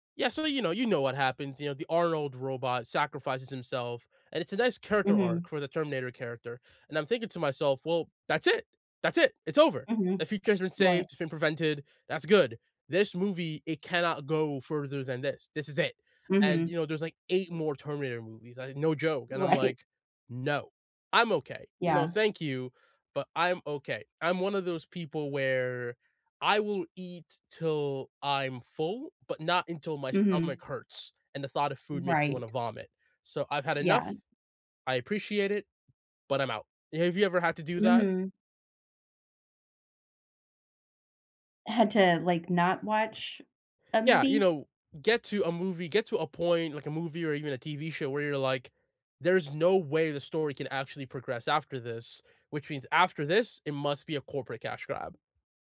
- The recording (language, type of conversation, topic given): English, unstructured, What movie can you watch over and over again?
- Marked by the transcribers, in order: laughing while speaking: "Right"